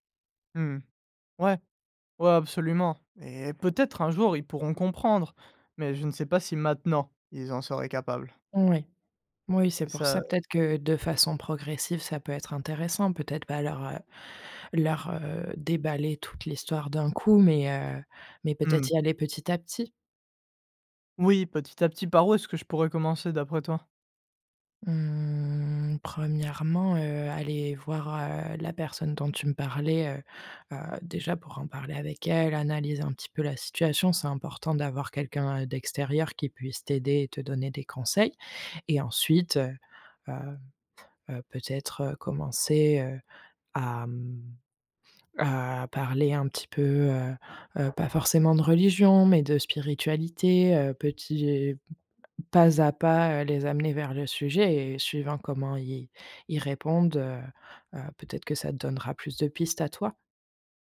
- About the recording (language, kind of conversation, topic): French, advice, Pourquoi caches-tu ton identité pour plaire à ta famille ?
- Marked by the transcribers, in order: stressed: "maintenant"; other background noise; unintelligible speech; tapping; drawn out: "Mmh"